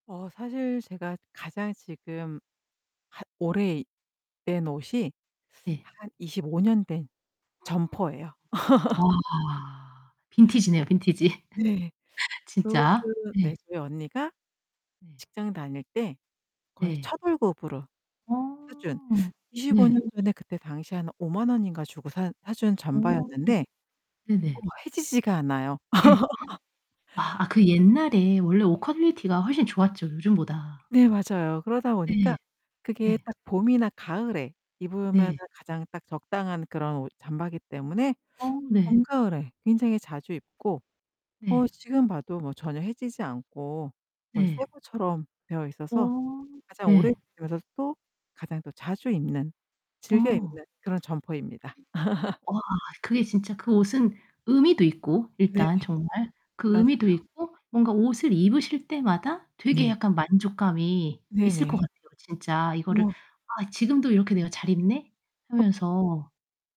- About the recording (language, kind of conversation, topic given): Korean, podcast, 옷을 고를 때 가장 중요하게 생각하는 기준은 무엇인가요?
- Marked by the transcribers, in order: distorted speech; gasp; other background noise; laugh; laugh; throat clearing; gasp; laugh; tapping; unintelligible speech; laugh